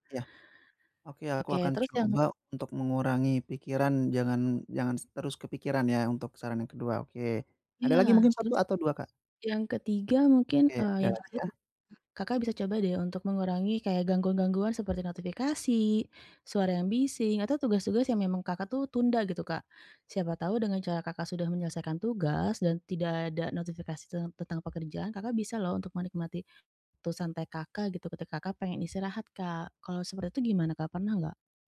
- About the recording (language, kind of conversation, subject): Indonesian, advice, Bagaimana cara menciptakan suasana santai saat ingin menikmati hiburan?
- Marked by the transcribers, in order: tapping